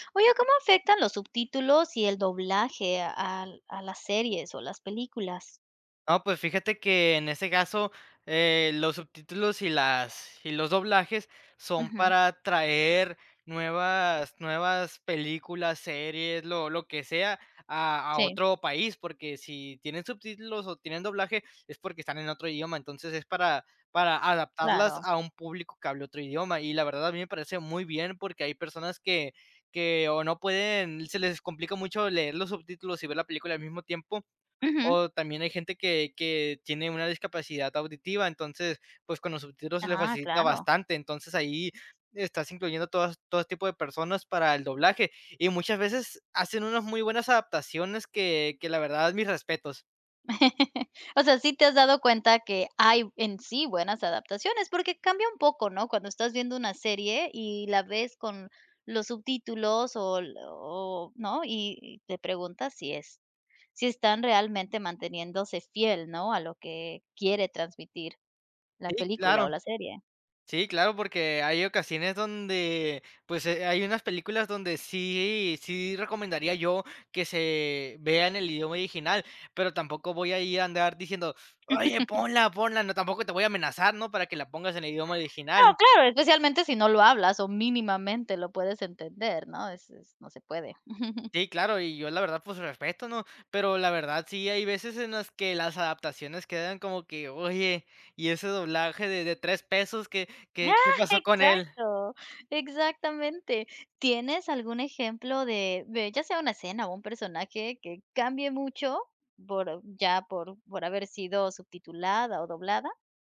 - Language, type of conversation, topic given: Spanish, podcast, ¿Cómo afectan los subtítulos y el doblaje a una serie?
- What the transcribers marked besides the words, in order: chuckle; other background noise; laugh; chuckle